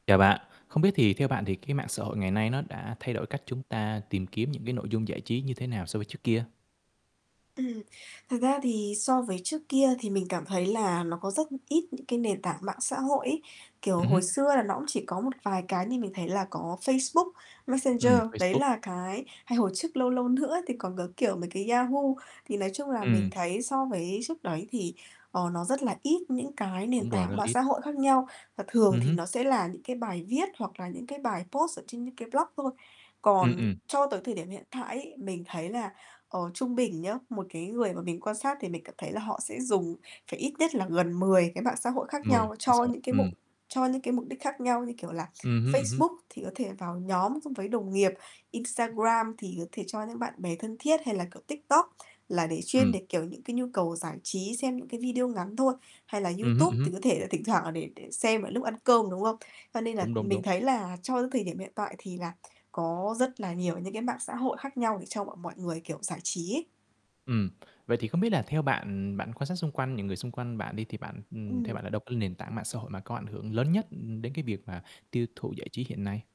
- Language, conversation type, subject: Vietnamese, podcast, Mạng xã hội đã thay đổi cách chúng ta tiêu thụ nội dung giải trí như thế nào?
- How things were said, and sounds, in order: static; tapping; in English: "post"; other background noise